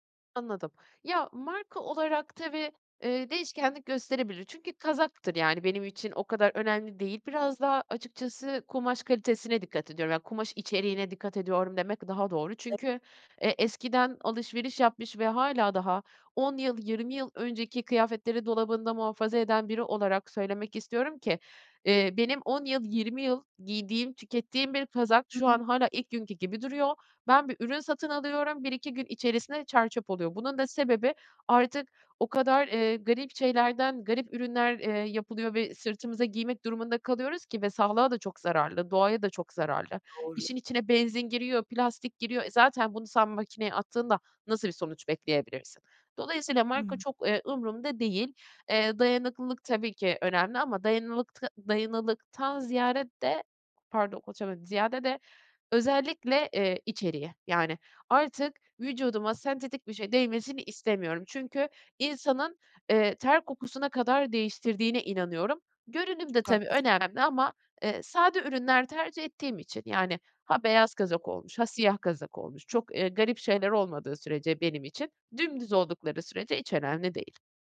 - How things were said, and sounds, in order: unintelligible speech; other background noise
- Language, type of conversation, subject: Turkish, advice, Kaliteli ama uygun fiyatlı ürünleri nasıl bulabilirim; nereden ve nelere bakmalıyım?